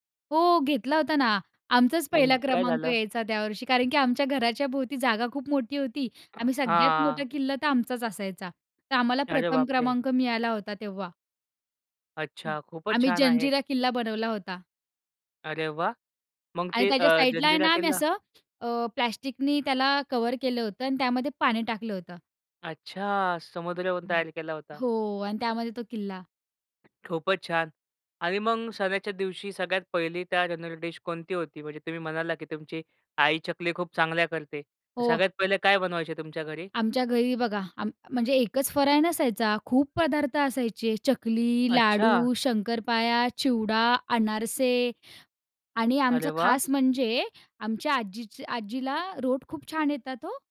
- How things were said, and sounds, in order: other background noise; tapping
- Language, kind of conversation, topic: Marathi, podcast, तुमचे सण साजरे करण्याची खास पद्धत काय होती?